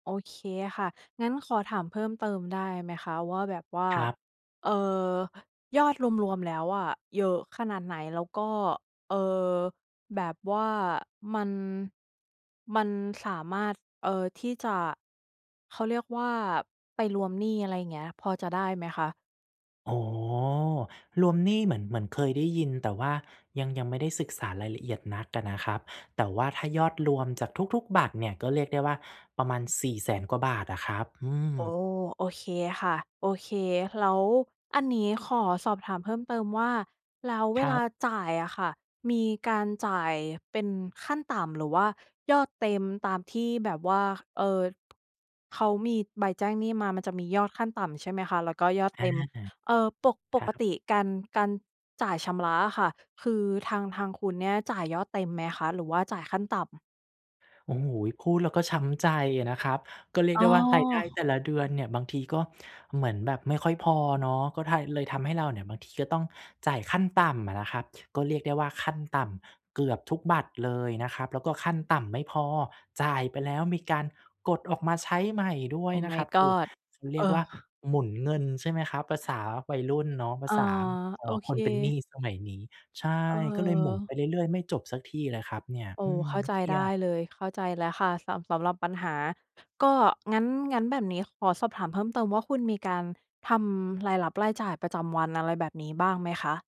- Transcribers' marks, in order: other background noise; tapping; in English: "Oh my god"
- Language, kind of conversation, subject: Thai, advice, ฉันควรจัดการหนี้บัตรเครดิตดอกเบี้ยสูงที่เริ่มจ่ายไม่ไหวอย่างไร?